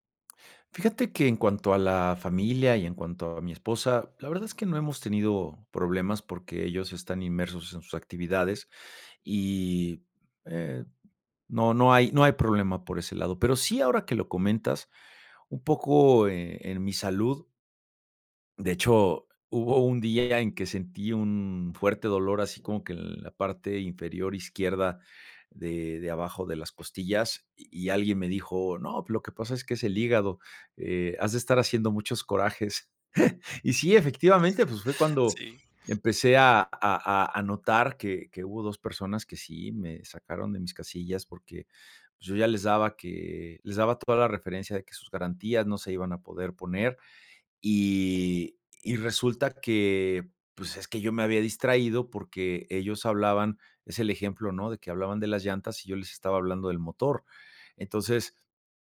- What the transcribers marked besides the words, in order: other background noise; laughing while speaking: "hubo"; tapping; chuckle; other noise
- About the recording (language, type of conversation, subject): Spanish, advice, ¿Qué distracciones frecuentes te impiden concentrarte en el trabajo?